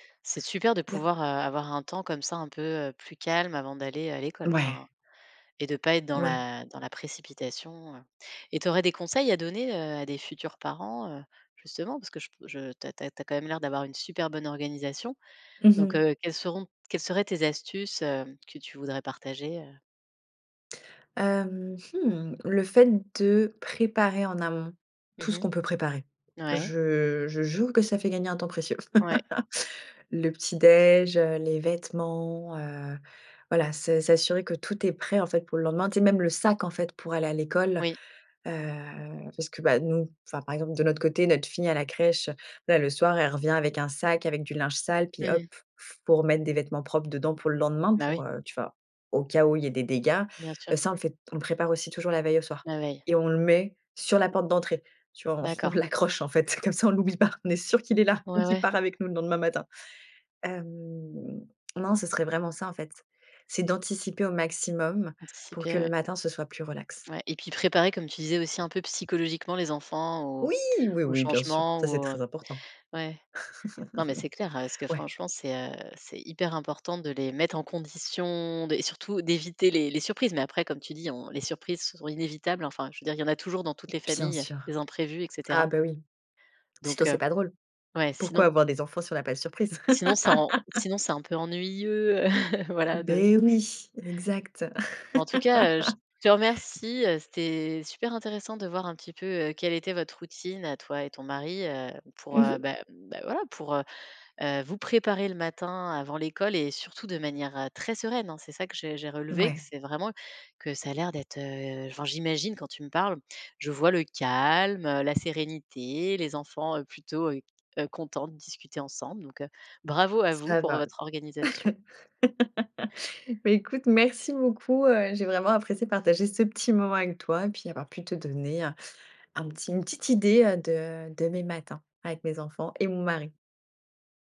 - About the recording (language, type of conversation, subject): French, podcast, Comment vous organisez-vous les matins où tout doit aller vite avant l’école ?
- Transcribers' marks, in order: laugh; anticipating: "Oui !"; laugh; stressed: "condition"; other background noise; laugh; chuckle; laugh; tapping; stressed: "calme"; laugh